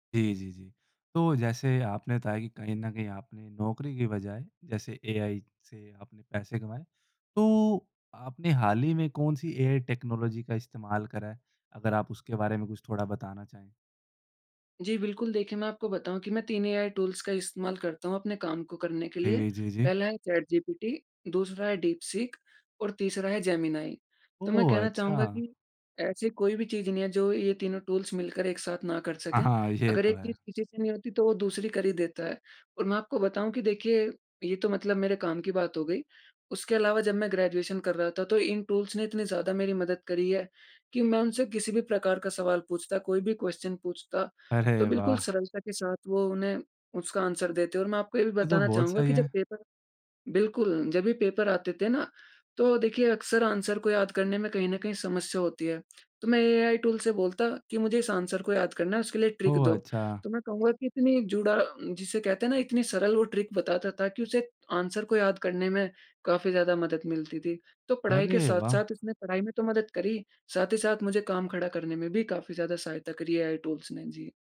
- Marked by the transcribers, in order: in English: "टेक्नोलॉजी"; in English: "क्वेश्चन"; in English: "आंसर"; in English: "पेपर"; in English: "पेपर"; in English: "आंसर"; in English: "आंसर"; in English: "ट्रिक"; in English: "ट्रिक"; in English: "आंसर"; in English: "टूल्स"
- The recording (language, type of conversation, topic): Hindi, podcast, एआई उपकरणों ने आपकी दिनचर्या कैसे बदली है?